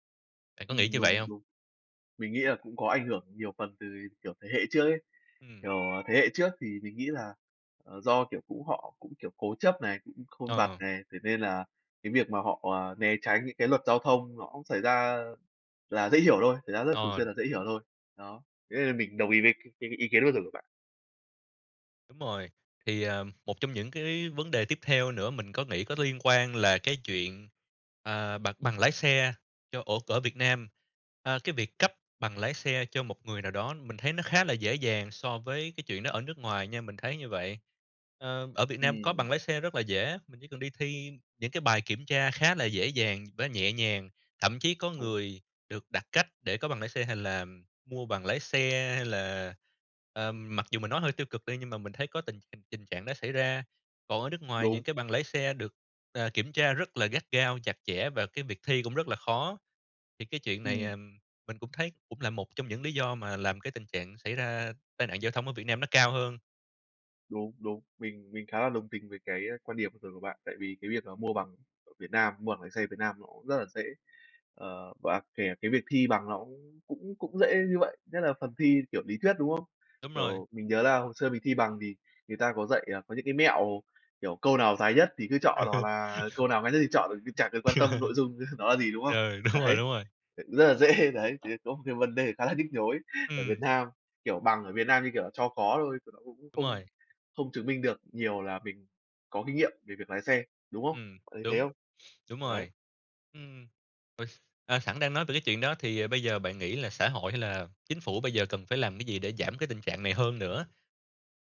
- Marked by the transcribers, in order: other animal sound; tapping; other background noise; laugh; laugh; laughing while speaking: "đúng rồi"; chuckle; laughing while speaking: "Đấy"; laughing while speaking: "dễ"; laughing while speaking: "khá là nhức nhối"
- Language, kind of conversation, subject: Vietnamese, unstructured, Bạn cảm thấy thế nào khi người khác không tuân thủ luật giao thông?